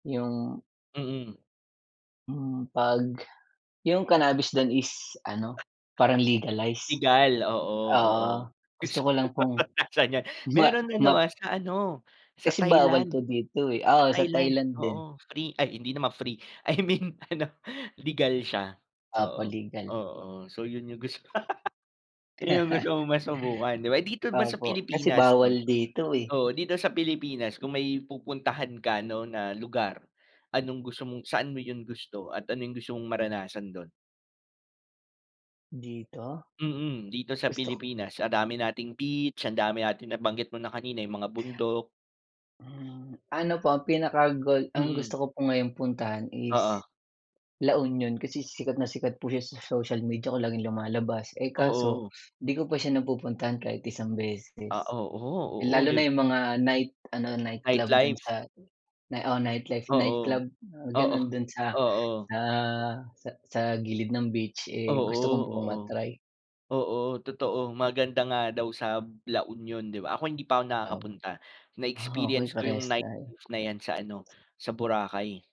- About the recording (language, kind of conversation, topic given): Filipino, unstructured, Saan mo gustong magbakasyon kung walang limitasyon?
- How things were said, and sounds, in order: chuckle; laughing while speaking: "I mean ano"; chuckle; chuckle